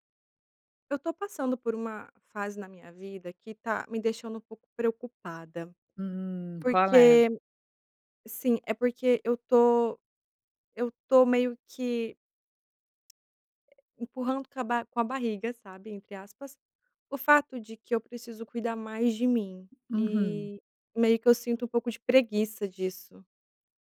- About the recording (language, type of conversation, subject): Portuguese, advice, Por que você inventa desculpas para não cuidar da sua saúde?
- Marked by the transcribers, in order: none